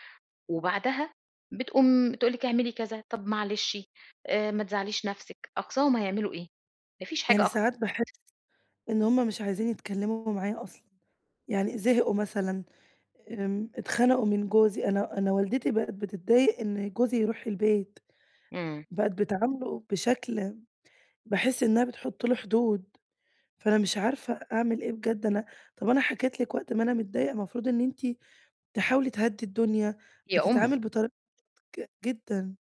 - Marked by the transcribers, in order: unintelligible speech
- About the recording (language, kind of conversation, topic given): Arabic, advice, إزاي بتعتمد زيادة عن اللزوم على غيرك عشان تاخد قراراتك الشخصية؟